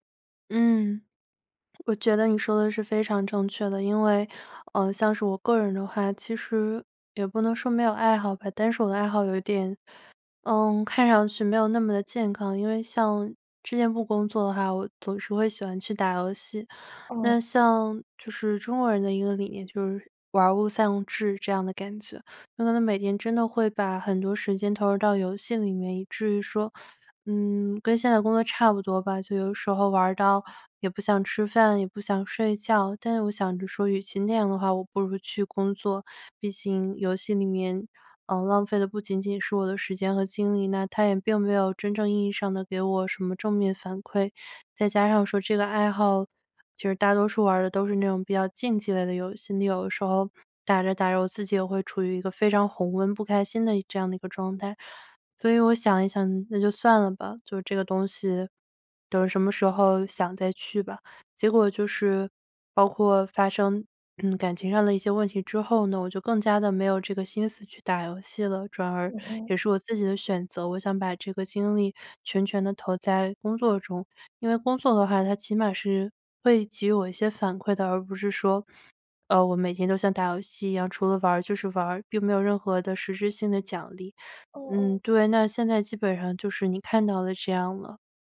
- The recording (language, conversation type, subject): Chinese, advice, 休息时间被工作侵占让你感到精疲力尽吗？
- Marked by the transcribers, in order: teeth sucking